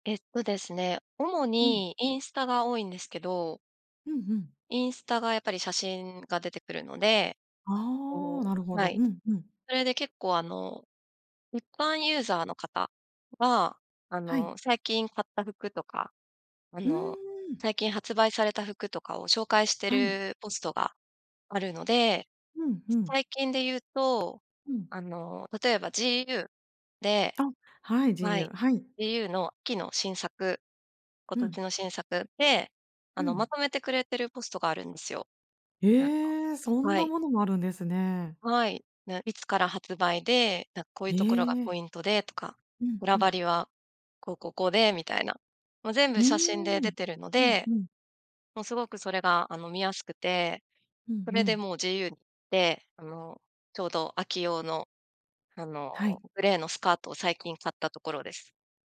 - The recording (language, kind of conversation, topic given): Japanese, podcast, SNSは服選びに影響してる？
- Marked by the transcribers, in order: tapping